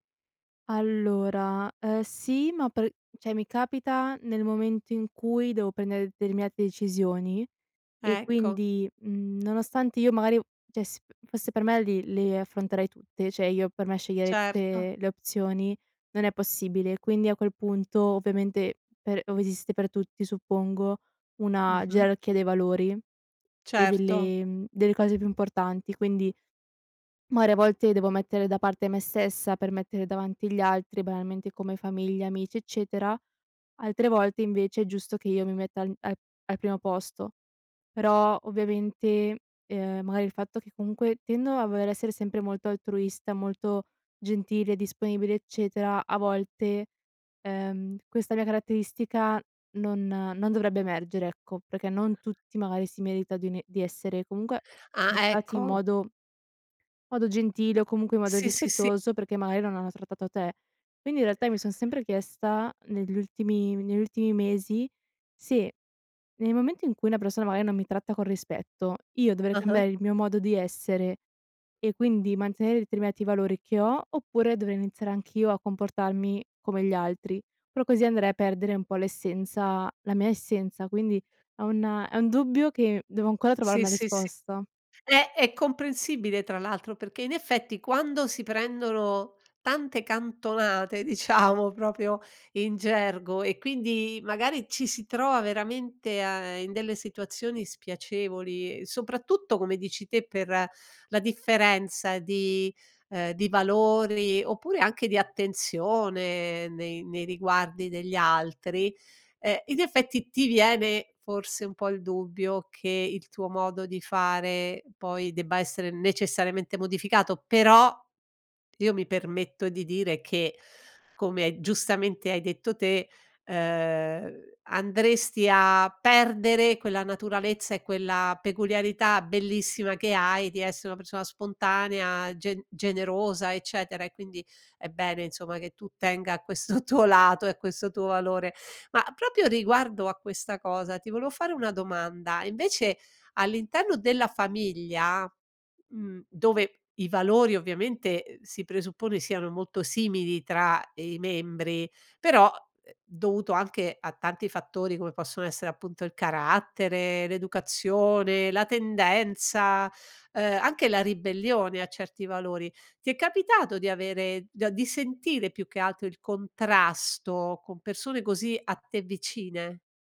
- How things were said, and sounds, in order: "cioè" said as "ceh"; tapping; "cioè" said as "ceh"; "magari" said as "maari"; unintelligible speech; "magari" said as "maari"; other background noise; laughing while speaking: "diciamo"; laughing while speaking: "questo tuo"
- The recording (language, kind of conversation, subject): Italian, podcast, Cosa fai quando i tuoi valori entrano in conflitto tra loro?